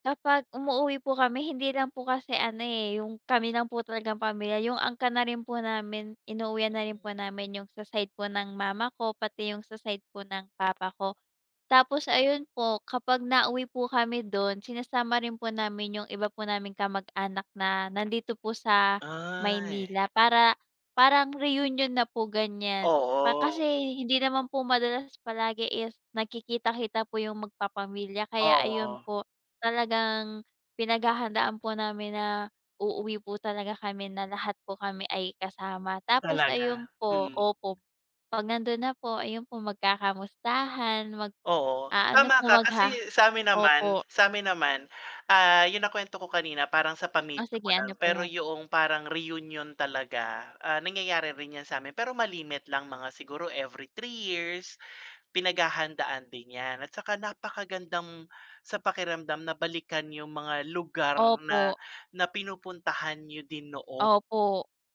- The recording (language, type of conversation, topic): Filipino, unstructured, May lugar ka bang gusto mong balikan?
- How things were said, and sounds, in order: none